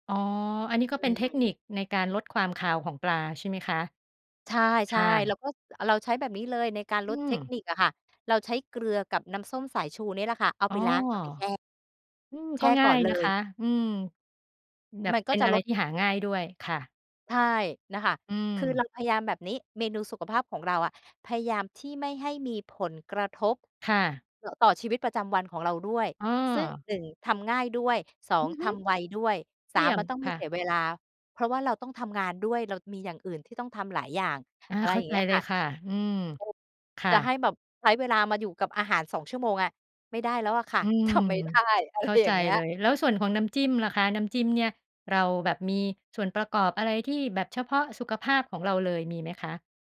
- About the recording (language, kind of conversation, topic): Thai, podcast, คุณทำเมนูสุขภาพแบบง่าย ๆ อะไรเป็นประจำบ้าง?
- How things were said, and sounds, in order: other noise; other background noise; laughing while speaking: "ทำไม่ได้ อะไรอย่างเงี้ย"